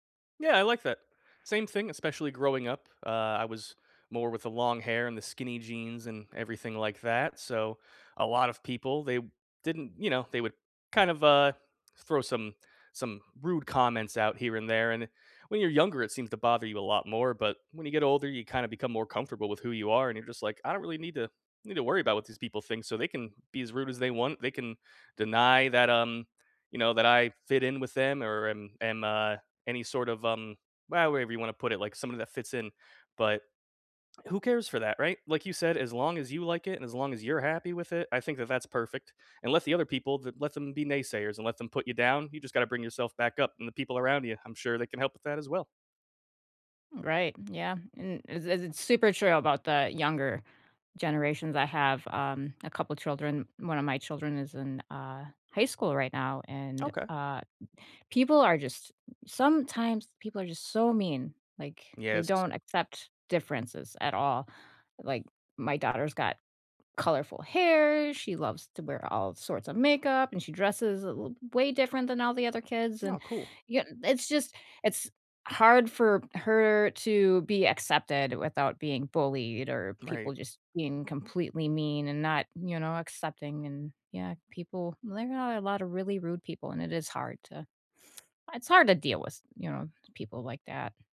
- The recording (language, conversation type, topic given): English, unstructured, What is a good way to say no without hurting someone’s feelings?
- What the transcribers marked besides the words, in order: tapping